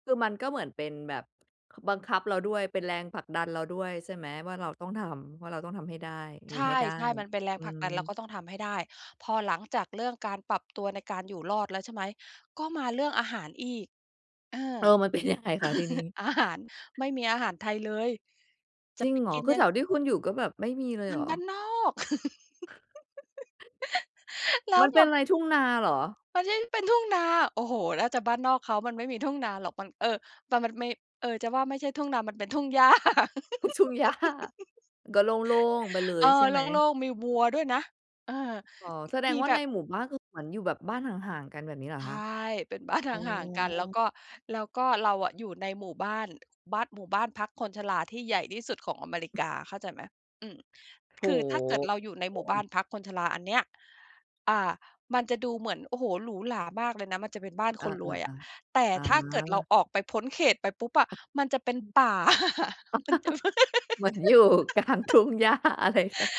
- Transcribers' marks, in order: laughing while speaking: "ยังไง"; laugh; tapping; laugh; laughing while speaking: "ท ทุ่งหญ้า"; laugh; laughing while speaking: "บ้าน"; other background noise; laugh; laughing while speaking: "เหมือนอยู่กลางทุ่งหญ้าอะไรตะ"; laugh
- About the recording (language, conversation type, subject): Thai, podcast, การปรับตัวในที่ใหม่ คุณทำยังไงให้รอด?